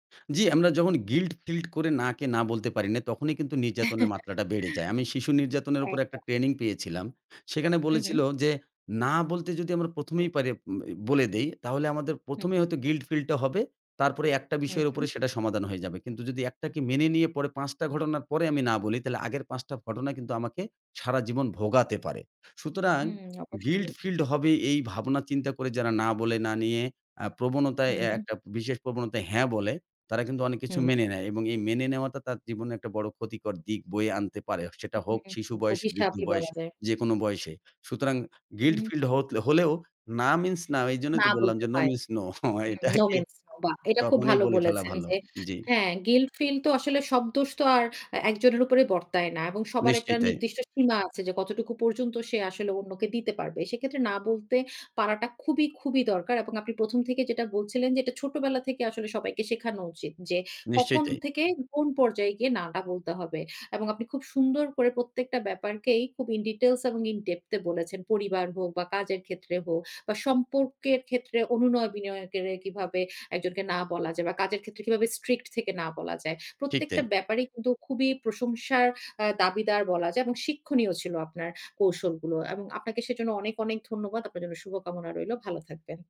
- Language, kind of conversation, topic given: Bengali, podcast, আপনি কীভাবে ‘না’ বলতে শিখলেন—সে গল্পটা শেয়ার করবেন?
- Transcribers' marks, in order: chuckle; other background noise; in English: "নো মিনস নো"; in English: "নো মিনস নো"; laughing while speaking: "এটাকে"; in English: "ইন ডিটেইলস"; in English: "ইন ডেপথ"